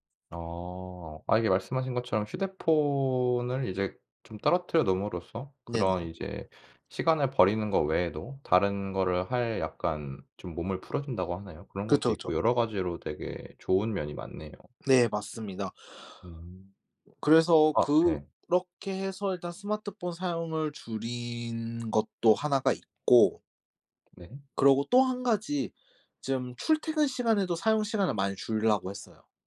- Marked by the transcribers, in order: other background noise
- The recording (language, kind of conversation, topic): Korean, podcast, 휴대폰 사용하는 습관을 줄이려면 어떻게 하면 좋을까요?